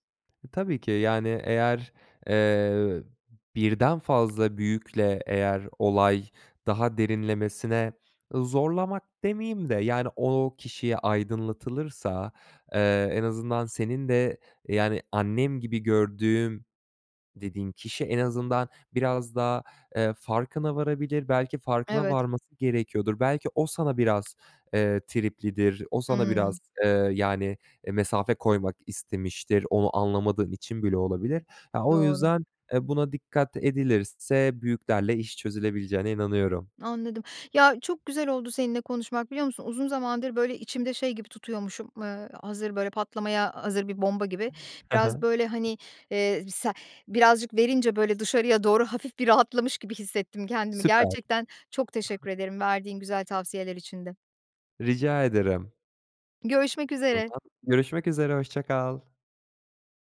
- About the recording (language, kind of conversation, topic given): Turkish, advice, Samimi bir şekilde nasıl özür dileyebilirim?
- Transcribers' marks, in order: other background noise; tapping; chuckle